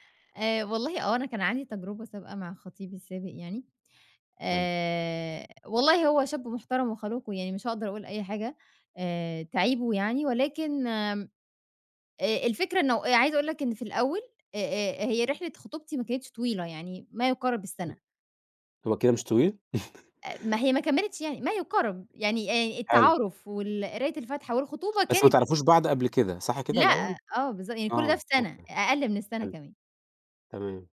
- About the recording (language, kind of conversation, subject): Arabic, podcast, إزاي بتختار شريك حياتك؟
- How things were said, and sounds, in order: chuckle; other background noise